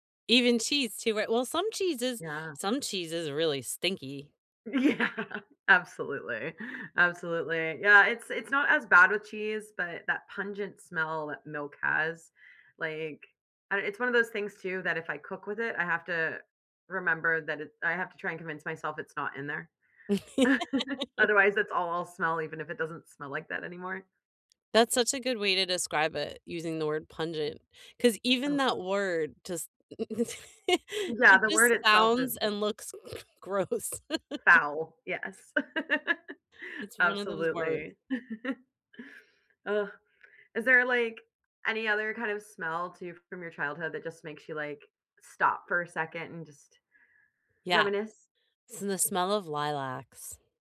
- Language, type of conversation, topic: English, unstructured, What is one smell that takes you back to your past?
- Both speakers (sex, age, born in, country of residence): female, 35-39, United States, United States; female, 50-54, United States, United States
- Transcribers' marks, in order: laughing while speaking: "Yeah"; chuckle; laugh; laugh; other background noise; laughing while speaking: "gross"; laugh; chuckle